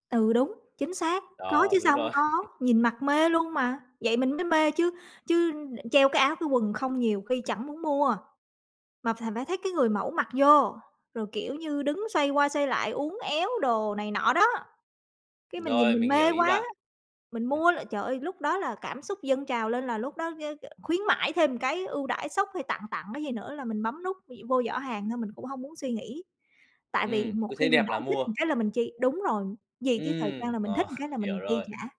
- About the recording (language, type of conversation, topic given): Vietnamese, advice, Làm sao để mua sắm hiệu quả và tiết kiệm mà vẫn hợp thời trang?
- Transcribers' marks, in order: chuckle; tapping; other noise; "một" said as "ừn"; laughing while speaking: "ờ"